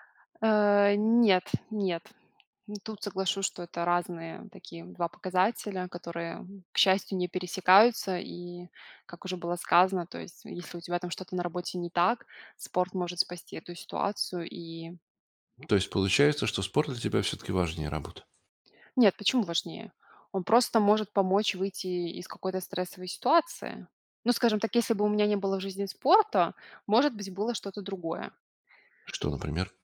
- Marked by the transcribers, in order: tapping
- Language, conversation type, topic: Russian, podcast, Как вы справляетесь со стрессом в повседневной жизни?